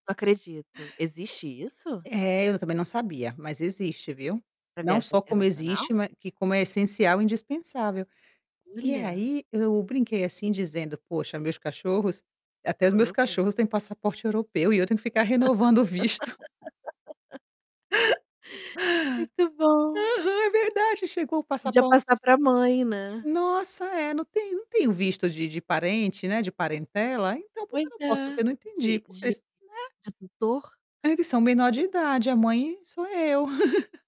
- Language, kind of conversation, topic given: Portuguese, advice, Como lidar com a pressão da família para casar ou entrar em um relacionamento sério?
- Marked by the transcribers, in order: distorted speech; laugh; tapping; other background noise; chuckle; laugh; laughing while speaking: "Aham é verdade chegou o passaporte"; laugh